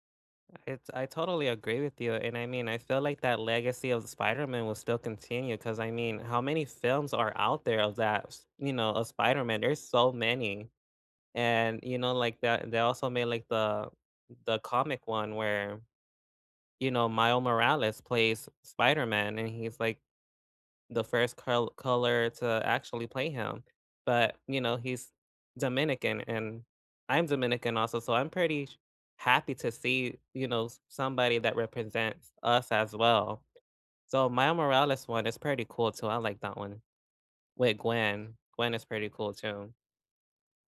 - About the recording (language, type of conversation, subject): English, unstructured, Which movie trailers hooked you instantly, and did the movies live up to the hype for you?
- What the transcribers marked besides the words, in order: none